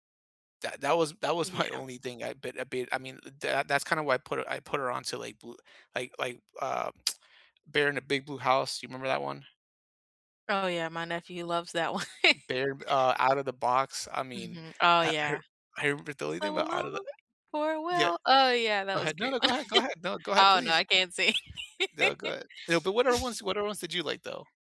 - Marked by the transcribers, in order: laughing while speaking: "my"; lip smack; laughing while speaking: "one"; tapping; singing: "So long, for well"; laughing while speaking: "one"; laugh
- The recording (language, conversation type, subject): English, unstructured, What childhood memory do you still think about most, and how does it help or hold you back?